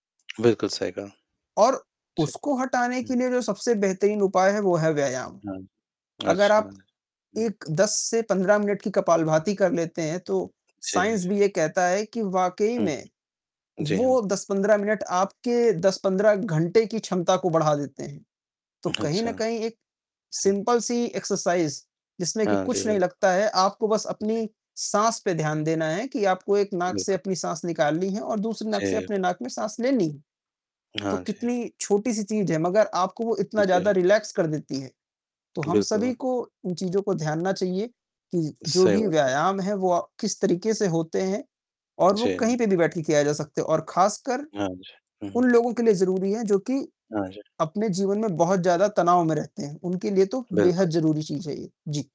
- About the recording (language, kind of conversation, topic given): Hindi, unstructured, व्यायाम करने से आपका मूड कैसे बदलता है?
- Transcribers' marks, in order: distorted speech; in English: "साइंस"; in English: "सिम्पल"; in English: "एक्सरसाइज़"; tapping; in English: "रिलैक्स"